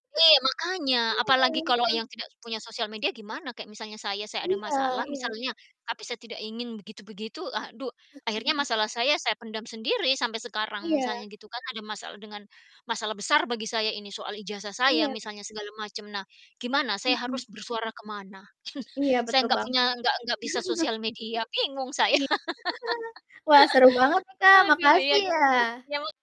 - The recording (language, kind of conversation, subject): Indonesian, unstructured, Mengapa partisipasi warga penting dalam pengambilan keputusan politik?
- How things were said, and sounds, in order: distorted speech; chuckle; laugh